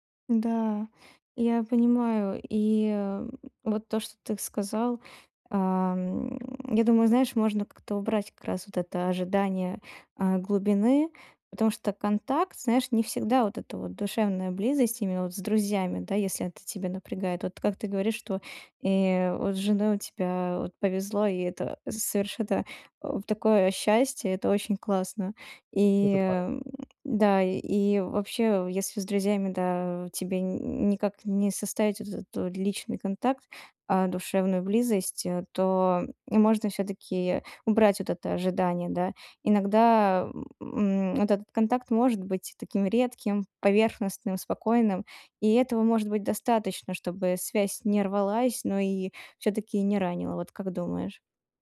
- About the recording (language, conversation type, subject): Russian, advice, Как мне найти смысл жизни после расставания и утраты прежних планов?
- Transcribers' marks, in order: none